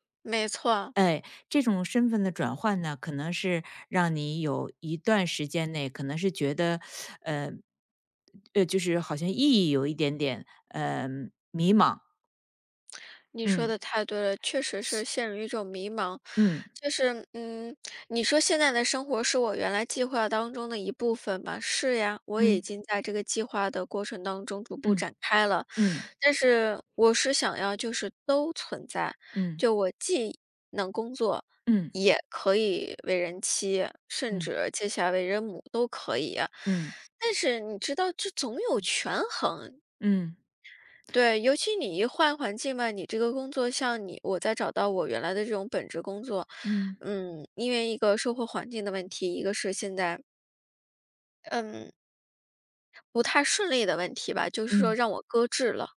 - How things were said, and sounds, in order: other background noise
- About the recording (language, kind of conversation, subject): Chinese, advice, 我怎样才能把更多时间投入到更有意义的事情上？